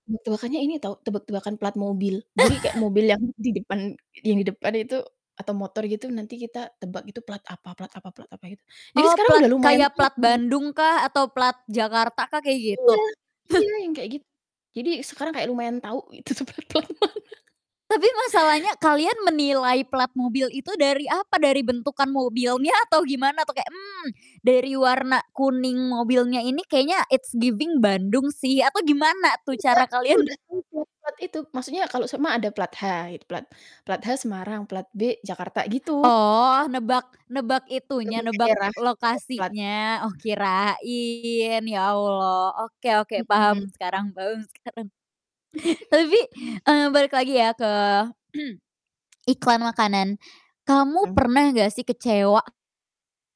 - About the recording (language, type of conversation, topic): Indonesian, podcast, Kalau kamu mengingat iklan makanan waktu kecil, iklan apa yang paling bikin ngiler?
- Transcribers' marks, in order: laugh; unintelligible speech; distorted speech; chuckle; laughing while speaking: "itu tuh plat-plat mana"; chuckle; in English: "it's giving"; laughing while speaking: "kalian"; other background noise; chuckle; throat clearing